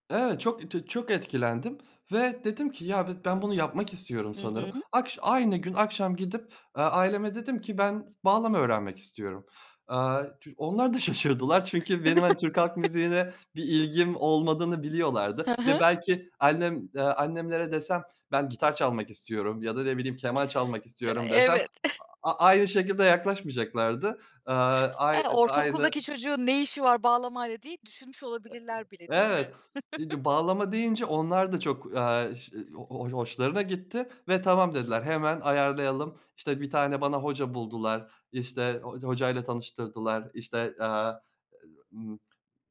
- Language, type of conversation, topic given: Turkish, podcast, Bir müzik aleti çalmaya nasıl başladığını anlatır mısın?
- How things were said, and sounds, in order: other background noise; unintelligible speech; chuckle; chuckle; unintelligible speech; chuckle